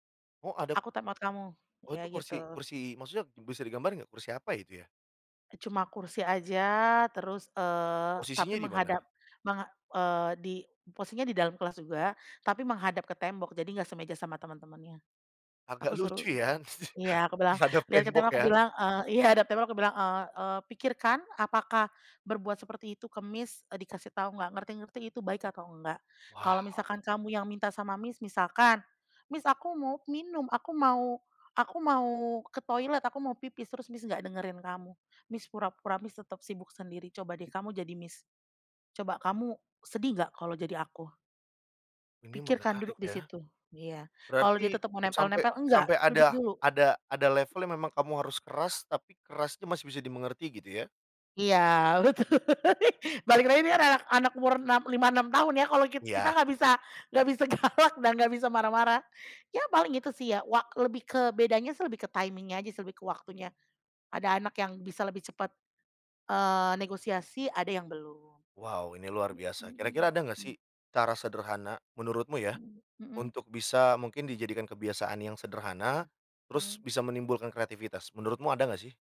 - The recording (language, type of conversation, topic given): Indonesian, podcast, Kebiasaan kecil apa yang membuat kreativitasmu berkembang?
- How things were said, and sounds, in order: in English: "time out"; laughing while speaking: "Agak lucu"; chuckle; in English: "Miss"; in English: "Miss"; in English: "Miss"; in English: "Miss"; in English: "Miss"; in English: "Miss"; in English: "Miss"; other background noise; laughing while speaking: "betul"; laughing while speaking: "galak"; in English: "timing-nya"